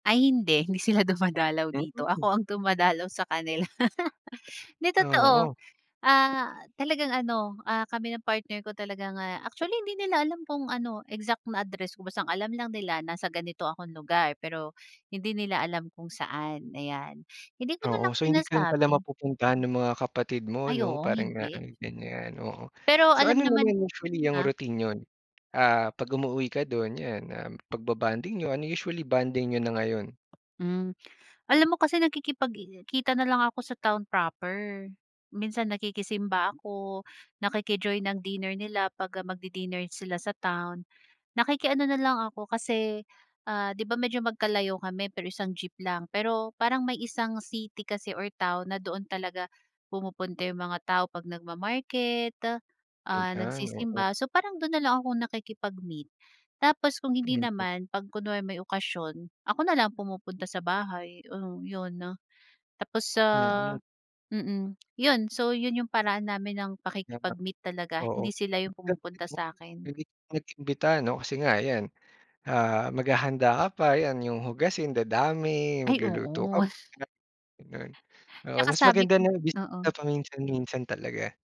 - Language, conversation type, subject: Filipino, podcast, Anu-ano ang mga simpleng bagay na nagpapaalala sa’yo ng tahanan?
- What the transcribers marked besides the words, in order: laugh; tapping; "niyo" said as "niyon"; lip smack; unintelligible speech